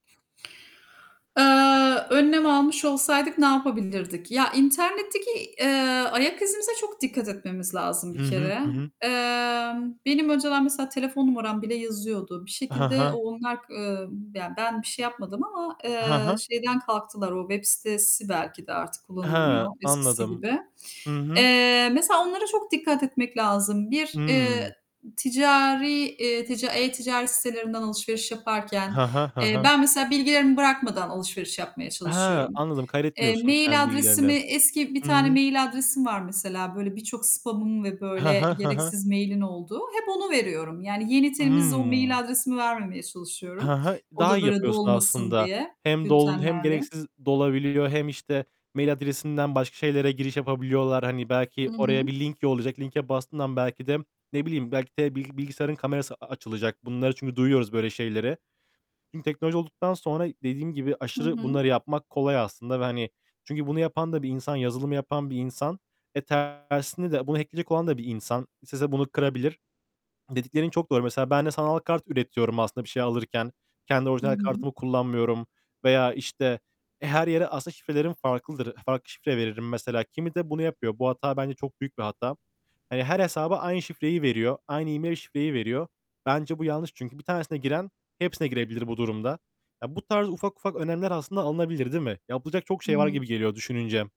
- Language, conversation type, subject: Turkish, unstructured, Teknolojinin bireysel mahremiyetimizi tamamen yok ettiğini düşünüyor musun?
- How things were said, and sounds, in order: other background noise; distorted speech; tapping; static